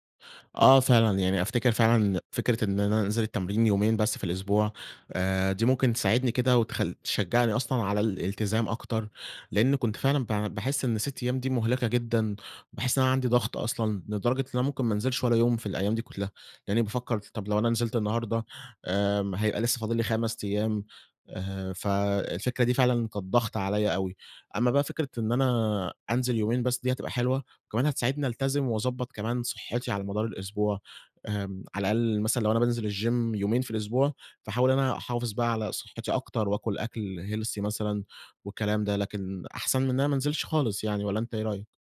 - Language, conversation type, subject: Arabic, advice, إزاي أقدر أوازن بين الشغل والعيلة ومواعيد التمرين؟
- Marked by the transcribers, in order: in English: "الgym"; in English: "healthy"